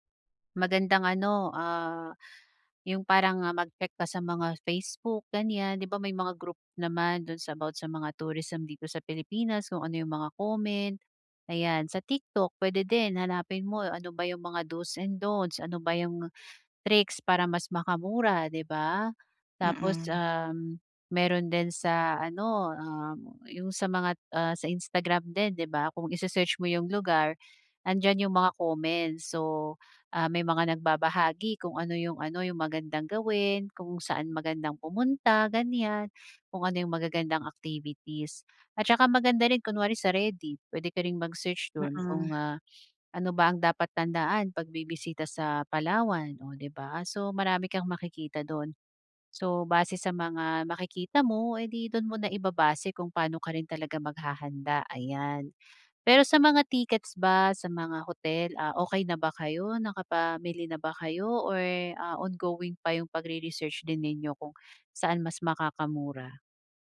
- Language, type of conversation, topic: Filipino, advice, Paano ako makakapag-explore ng bagong lugar nang may kumpiyansa?
- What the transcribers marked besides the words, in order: none